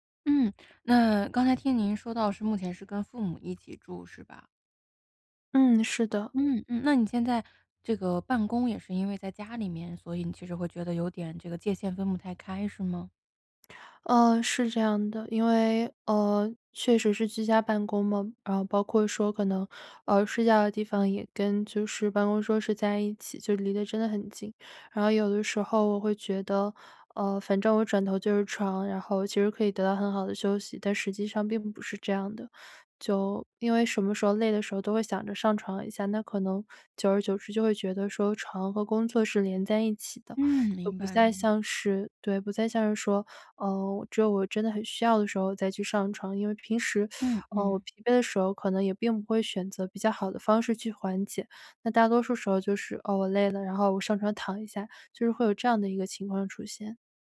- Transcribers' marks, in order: teeth sucking
- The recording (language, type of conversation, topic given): Chinese, advice, 在家如何放松又不感到焦虑？